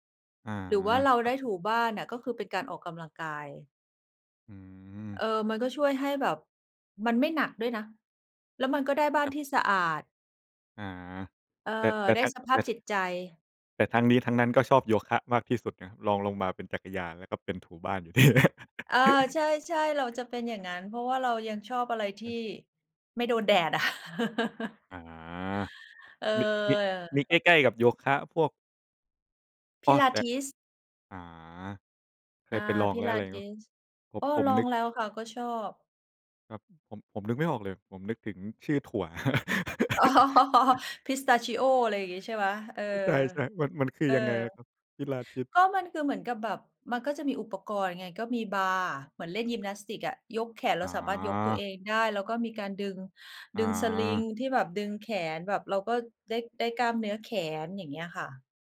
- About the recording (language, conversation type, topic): Thai, unstructured, การเล่นกีฬาเป็นงานอดิเรกช่วยให้สุขภาพดีขึ้นจริงไหม?
- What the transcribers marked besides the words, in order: laughing while speaking: "นี่แหละ"; laugh; laughing while speaking: "อะ"; chuckle; chuckle; laughing while speaking: "อ๋อ"; laugh; laughing while speaking: "เออ ใช่ ๆ"